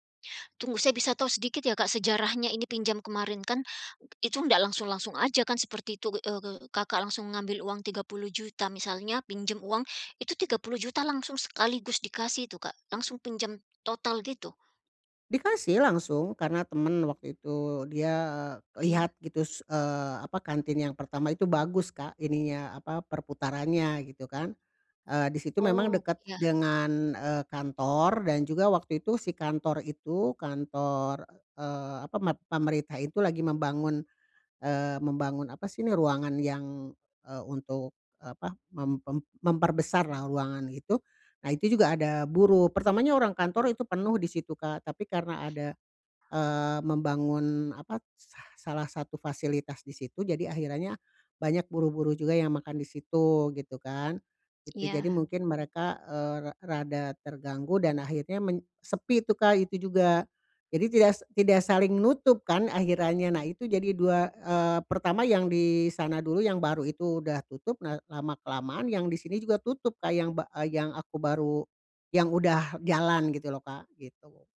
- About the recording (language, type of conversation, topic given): Indonesian, advice, Bagaimana cara mengelola utang dan tagihan yang mendesak?
- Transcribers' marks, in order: other background noise